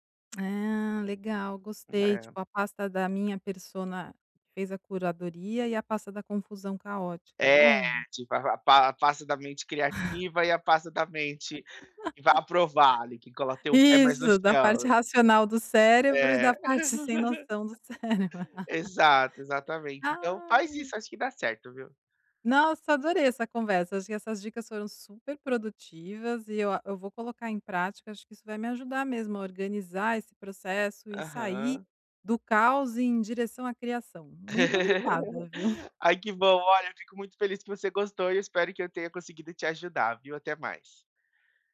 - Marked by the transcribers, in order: laugh; tapping; laugh; laughing while speaking: "cérebro"; laugh; laugh; chuckle
- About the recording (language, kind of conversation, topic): Portuguese, advice, Como posso criar o hábito de documentar meu processo criativo regularmente e sem esforço?